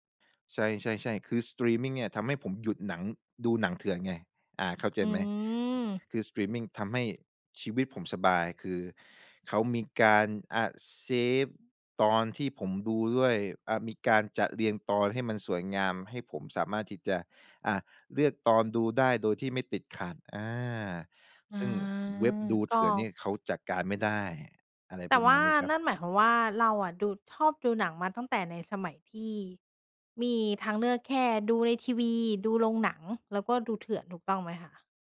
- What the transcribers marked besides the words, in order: none
- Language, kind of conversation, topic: Thai, podcast, สตรีมมิ่งเปลี่ยนวิธีการเล่าเรื่องและประสบการณ์การดูภาพยนตร์อย่างไร?